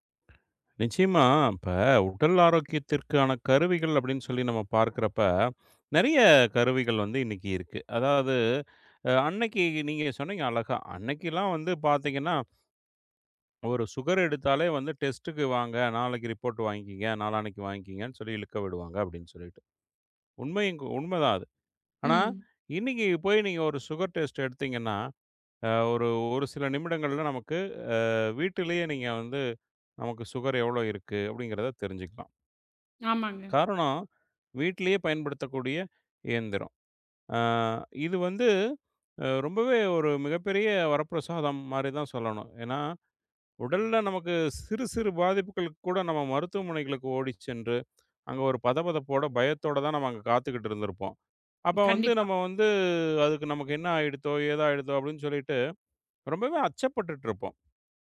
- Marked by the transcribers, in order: tapping; in English: "சுகர்"; in English: "டெஸ்ட்க்கு"; in English: "ரிப்போர்ட்"; in English: "சுகர் டெஸ்ட்"; in English: "சுகர்"; other background noise
- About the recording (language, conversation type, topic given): Tamil, podcast, உடல்நலம் மற்றும் ஆரோக்கியக் கண்காணிப்பு கருவிகள் எதிர்காலத்தில் நமக்கு என்ன தரும்?